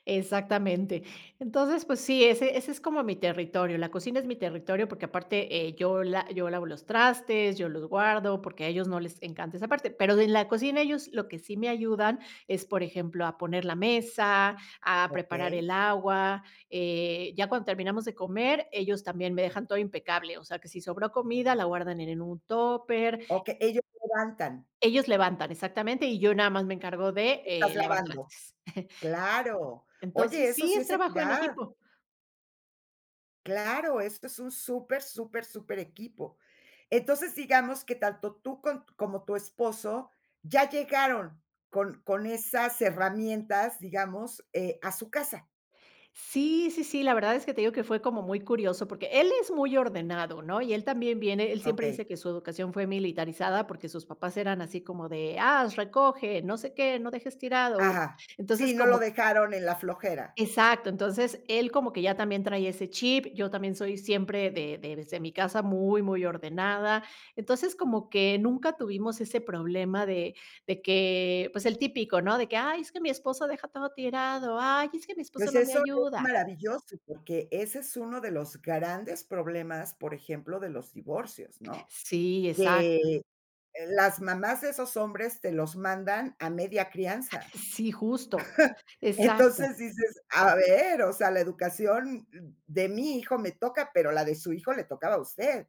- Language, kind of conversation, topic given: Spanish, podcast, ¿Cómo se reparten las tareas del hogar entre los miembros de la familia?
- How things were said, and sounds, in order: chuckle; chuckle